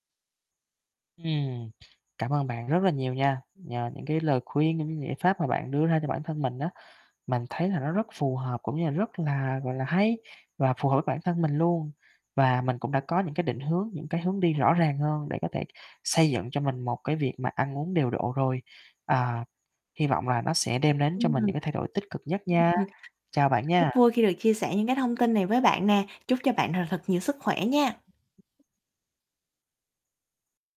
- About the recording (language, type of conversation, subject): Vietnamese, advice, Lịch làm việc bận rộn của bạn khiến bạn khó duy trì ăn uống điều độ như thế nào?
- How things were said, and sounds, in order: other background noise; tapping